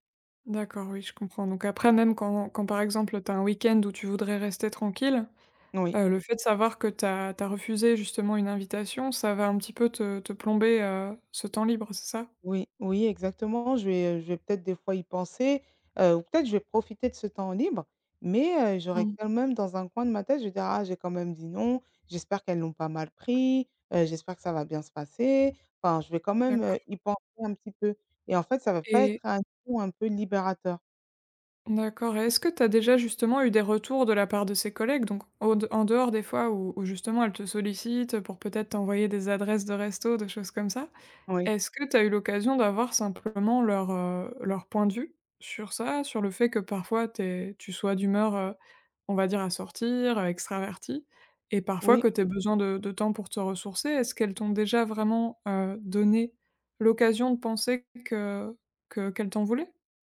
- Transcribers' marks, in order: none
- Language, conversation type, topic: French, advice, Comment puis-je refuser des invitations sociales sans me sentir jugé ?